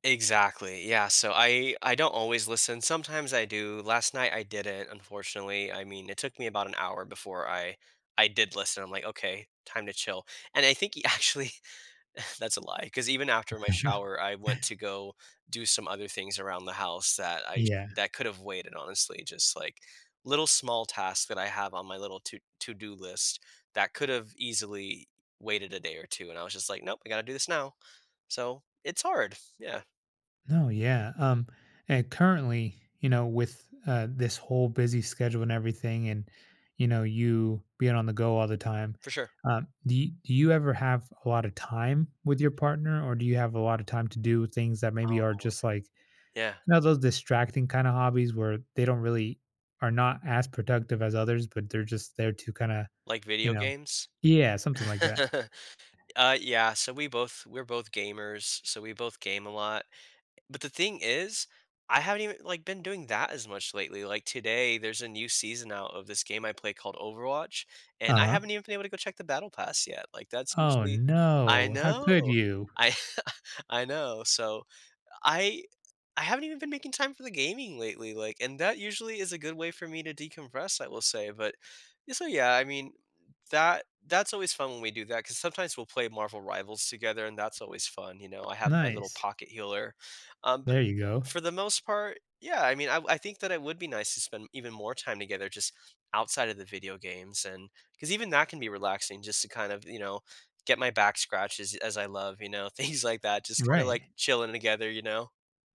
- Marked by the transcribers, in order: laughing while speaking: "actually"; laugh; chuckle; stressed: "that"; laughing while speaking: "I"; laughing while speaking: "Things"
- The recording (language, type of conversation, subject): English, advice, How can I relax and unwind after a busy day?